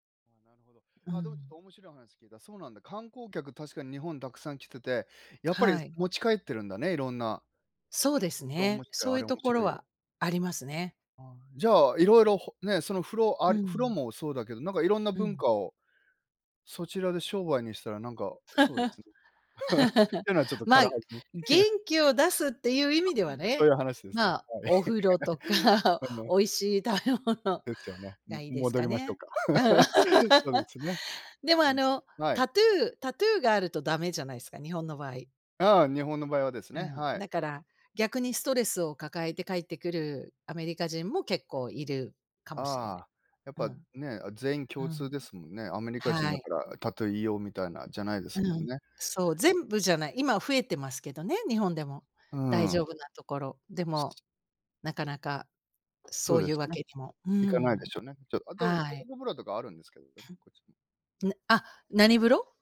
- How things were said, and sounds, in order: laugh; chuckle; chuckle; laughing while speaking: "お風呂とか美味しい食べ物"; other noise; laugh; laughing while speaking: "うん"; laugh; other background noise
- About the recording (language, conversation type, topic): Japanese, unstructured, 疲れたときに元気を出すにはどうしたらいいですか？